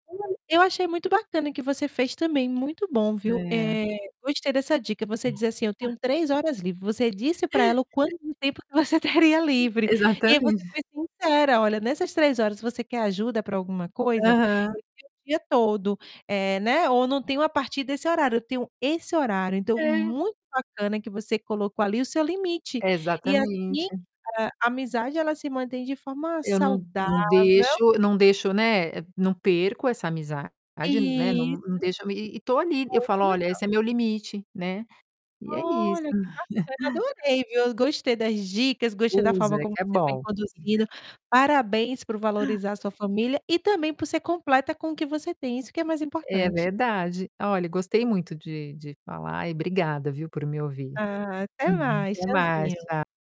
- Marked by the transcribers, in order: distorted speech; other background noise; laugh; laughing while speaking: "Exatamente"; laughing while speaking: "que você"; chuckle
- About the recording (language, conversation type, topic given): Portuguese, podcast, Como manter as amizades quando a vida fica corrida?